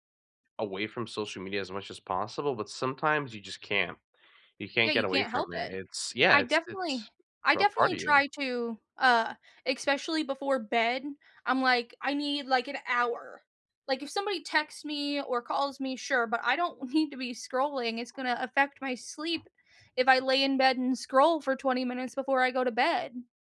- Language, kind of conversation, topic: English, unstructured, How do your social media habits affect your mood?
- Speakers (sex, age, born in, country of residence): female, 30-34, United States, United States; male, 20-24, United States, United States
- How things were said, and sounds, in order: tapping; "especially" said as "expecially"; other background noise; laughing while speaking: "need"